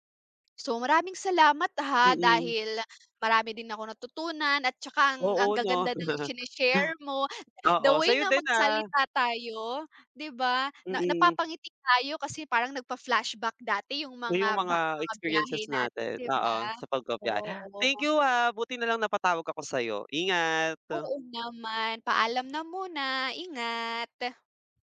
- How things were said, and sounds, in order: laugh
- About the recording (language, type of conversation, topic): Filipino, unstructured, Ano ang mga kuwentong gusto mong ibahagi tungkol sa iyong mga paglalakbay?